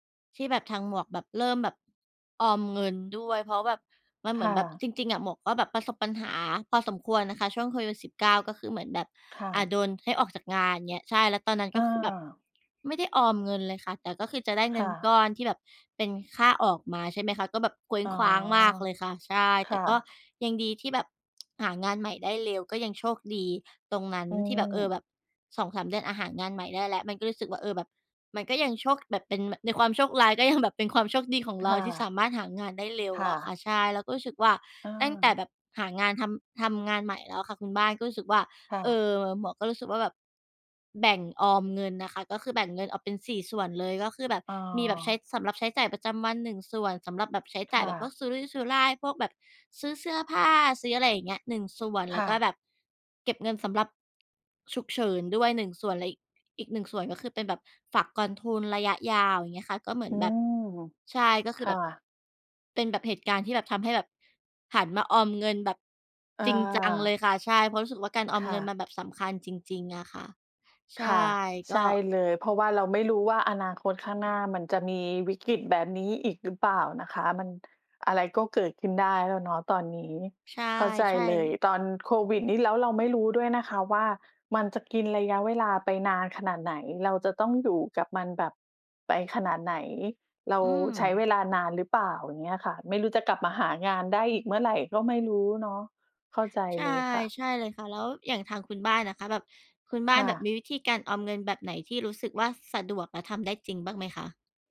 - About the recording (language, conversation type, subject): Thai, unstructured, คุณคิดว่าการออมเงินสำคัญแค่ไหนในชีวิตประจำวัน?
- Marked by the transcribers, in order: bird; tsk